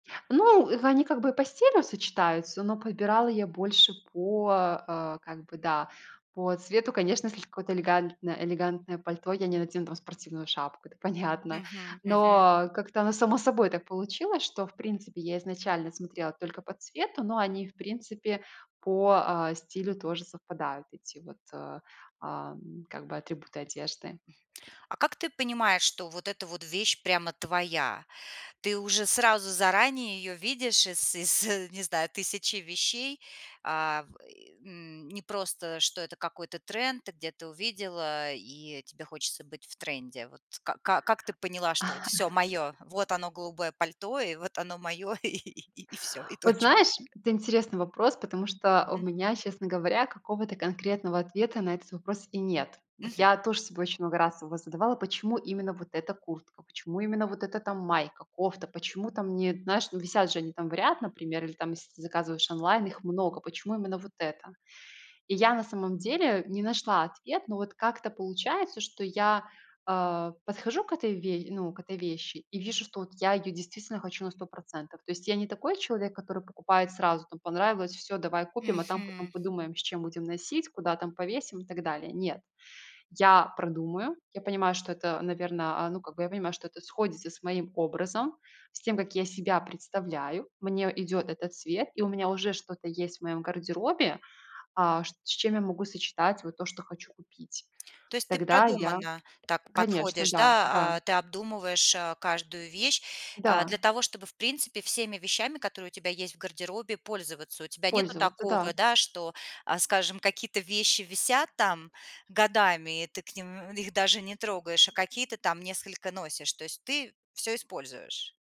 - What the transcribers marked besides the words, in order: chuckle; chuckle; laughing while speaking: "и всё, и точка"
- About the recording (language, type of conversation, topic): Russian, podcast, Что посоветуешь тем, кто боится экспериментировать со стилем?